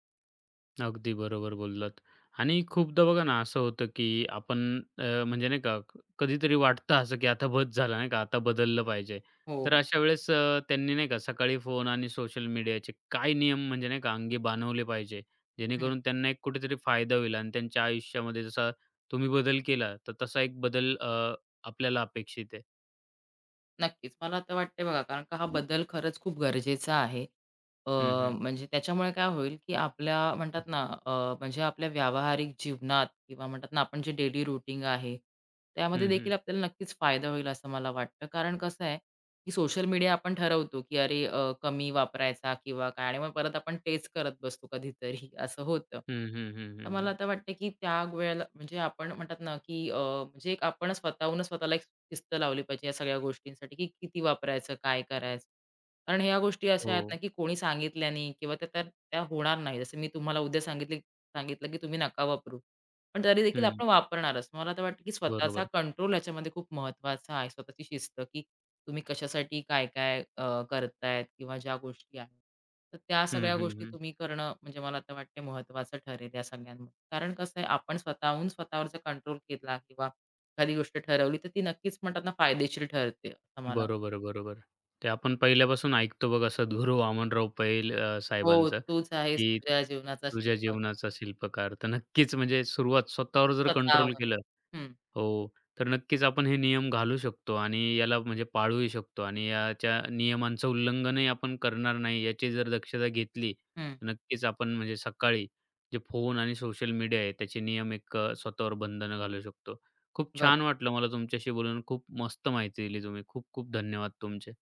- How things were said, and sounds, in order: tapping; other background noise; in English: "डेली रूटीन"; laughing while speaking: "कधीतरी असं होतं"; other noise
- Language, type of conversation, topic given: Marathi, podcast, सकाळी तुम्ही फोन आणि समाजमाध्यमांचा वापर कसा आणि कोणत्या नियमांनुसार करता?